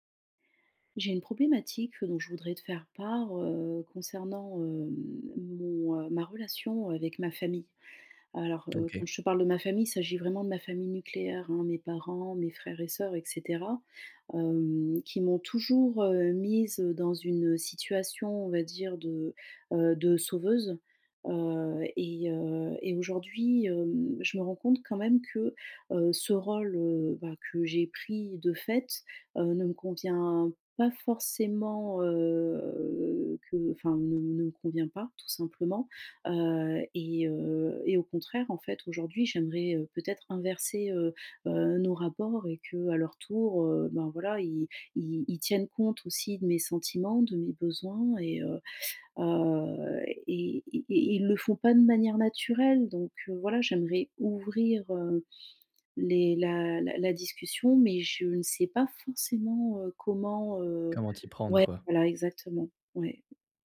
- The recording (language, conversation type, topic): French, advice, Comment communiquer mes besoins émotionnels à ma famille ?
- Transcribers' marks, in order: drawn out: "heu"